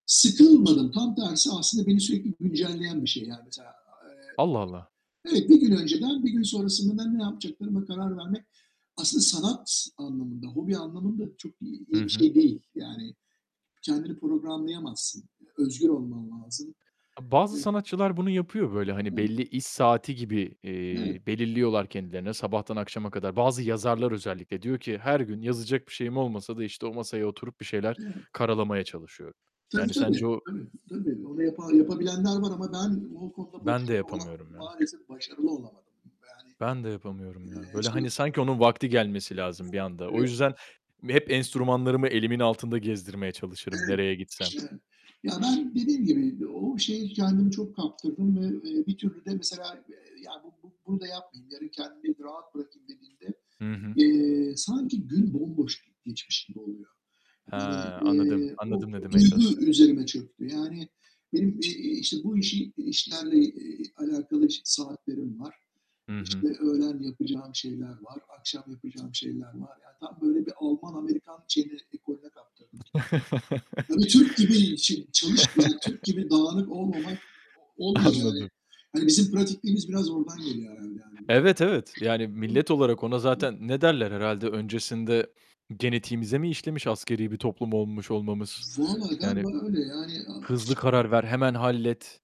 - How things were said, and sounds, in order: other background noise; unintelligible speech; unintelligible speech; unintelligible speech; chuckle; chuckle; unintelligible speech
- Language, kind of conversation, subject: Turkish, unstructured, Bir hobiyi bırakmak zorunda kalmak seni nasıl etkiler?